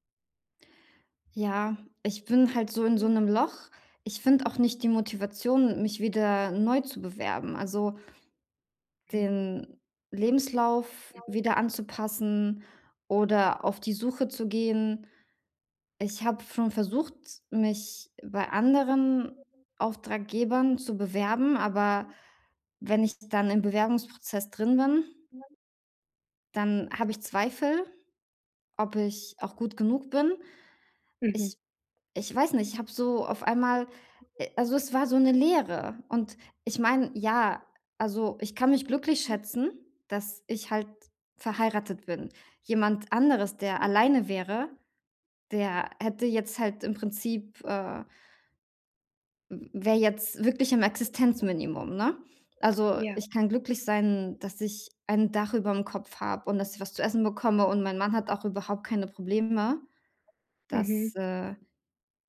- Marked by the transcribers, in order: unintelligible speech; other background noise; background speech; unintelligible speech; unintelligible speech; unintelligible speech; unintelligible speech
- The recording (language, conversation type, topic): German, advice, Wie kann ich nach einem Rückschlag meine Motivation und meine Routine wiederfinden?